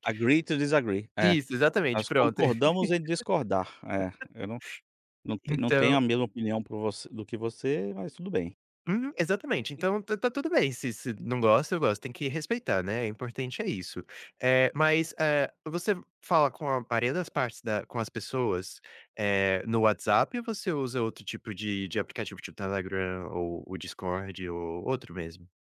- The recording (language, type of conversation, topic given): Portuguese, podcast, Quando você prefere fazer uma ligação em vez de trocar mensagens?
- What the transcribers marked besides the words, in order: in English: "Agree to desagree"; laugh